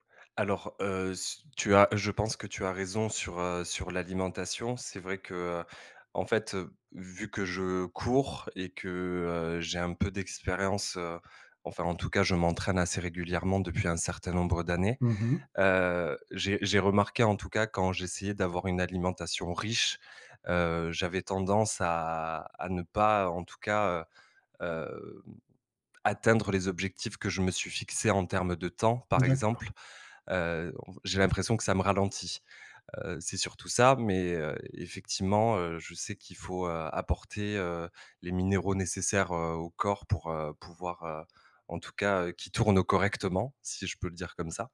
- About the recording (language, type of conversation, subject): French, advice, Comment décririez-vous votre anxiété avant une course ou un événement sportif ?
- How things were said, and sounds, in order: none